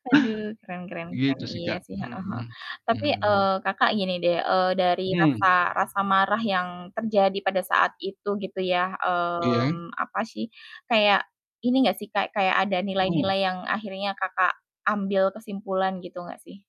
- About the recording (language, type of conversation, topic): Indonesian, unstructured, Pernahkah kamu merasa marah pada diri sendiri setelah mengalami kehilangan?
- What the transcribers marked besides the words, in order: static; other background noise